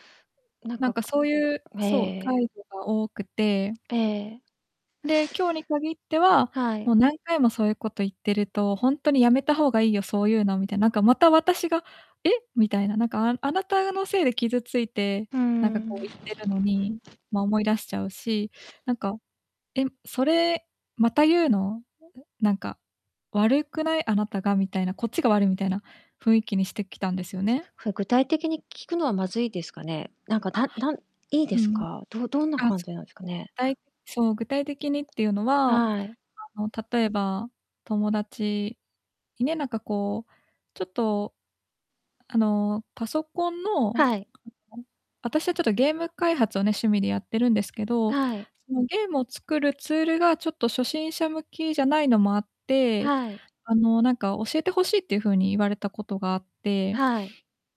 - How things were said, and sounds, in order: other background noise; tapping; distorted speech
- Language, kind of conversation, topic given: Japanese, advice, 友達に過去の失敗を何度も責められて落ち込むとき、どんな状況でどんな気持ちになりますか？